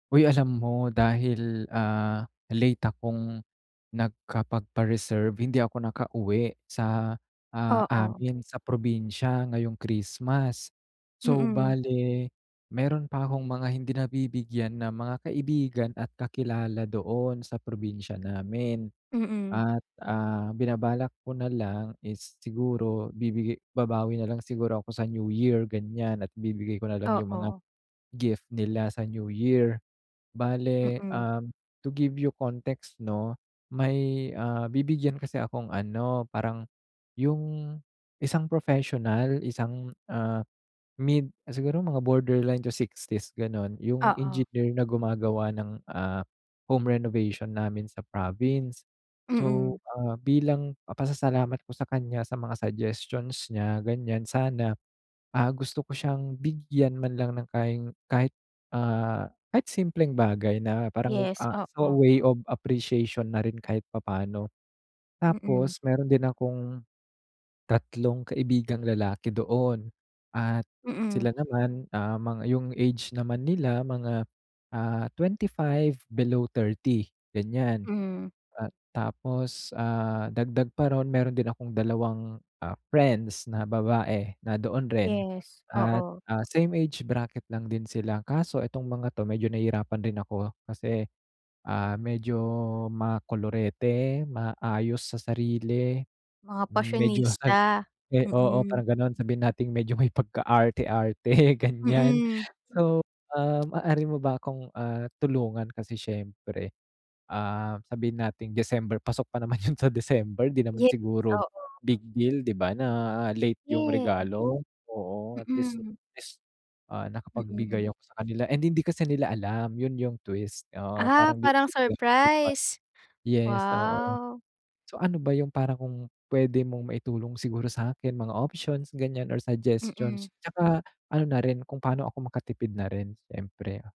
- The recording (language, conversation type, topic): Filipino, advice, Paano ako pipili ng regalong tiyak na magugustuhan?
- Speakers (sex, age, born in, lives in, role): female, 20-24, Philippines, Philippines, advisor; male, 25-29, Philippines, Philippines, user
- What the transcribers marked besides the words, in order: tapping; in English: "way of appreciation"; other background noise; laughing while speaking: "yun"; unintelligible speech